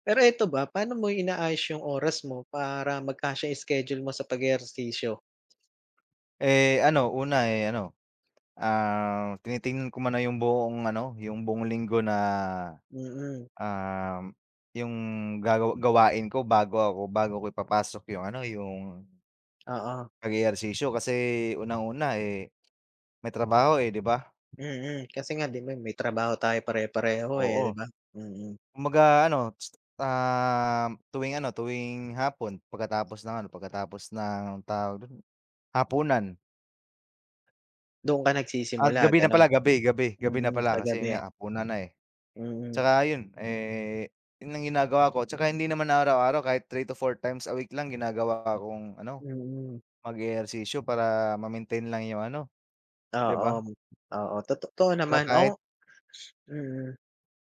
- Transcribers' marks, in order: other background noise; wind; other noise; tsk; sniff
- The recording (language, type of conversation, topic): Filipino, unstructured, Paano mo pinananatili ang disiplina sa regular na pag-eehersisyo?